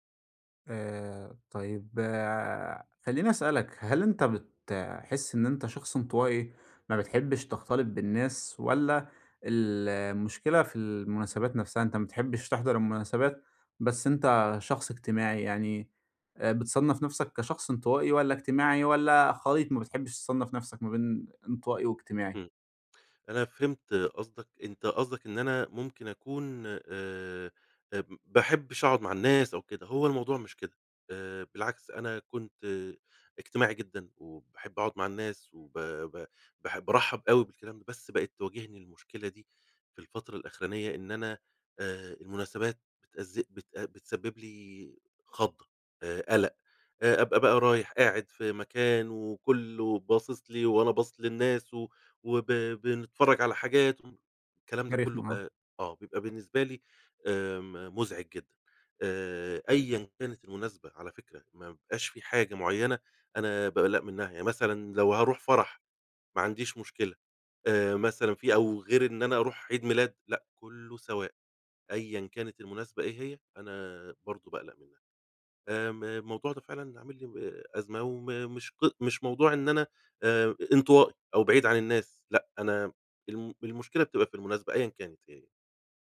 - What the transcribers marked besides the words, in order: none
- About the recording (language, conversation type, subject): Arabic, advice, إزاي أتعامل مع الضغط عليّا عشان أشارك في المناسبات الاجتماعية؟